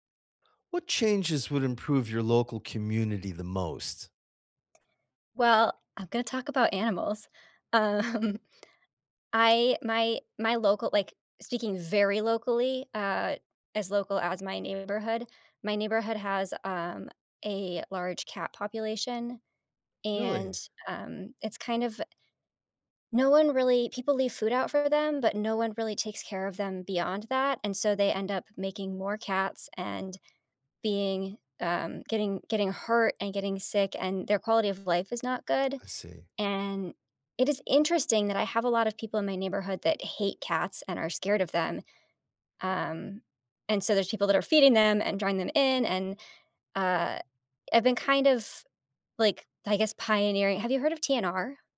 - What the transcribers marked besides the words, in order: tapping; laughing while speaking: "Um"; stressed: "very"
- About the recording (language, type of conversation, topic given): English, unstructured, What changes would improve your local community the most?
- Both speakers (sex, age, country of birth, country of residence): female, 30-34, United States, United States; male, 60-64, United States, United States